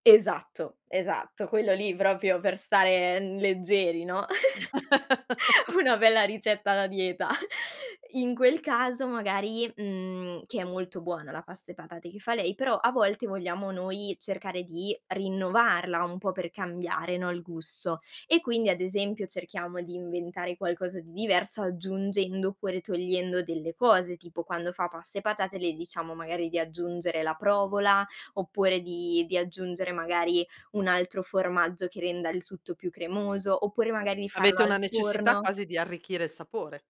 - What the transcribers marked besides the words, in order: chuckle; laughing while speaking: "Una"; chuckle; tapping
- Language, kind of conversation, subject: Italian, podcast, Come fa la tua famiglia a mettere insieme tradizione e novità in cucina?